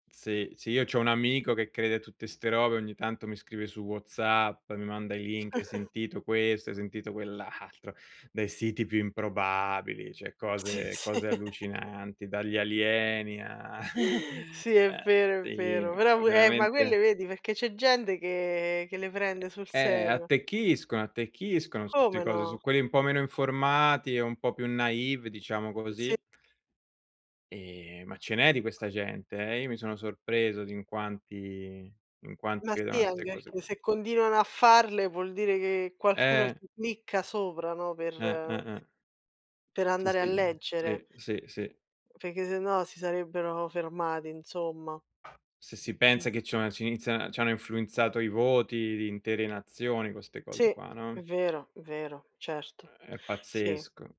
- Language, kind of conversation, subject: Italian, unstructured, Come ti senti riguardo alla censura sui social media?
- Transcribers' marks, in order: other background noise; laugh; laughing while speaking: "altro"; laughing while speaking: "Sì, sì"; chuckle; chuckle; "Perché" said as "peché"; other noise; in French: "naïve"; tapping; "Perché" said as "peché"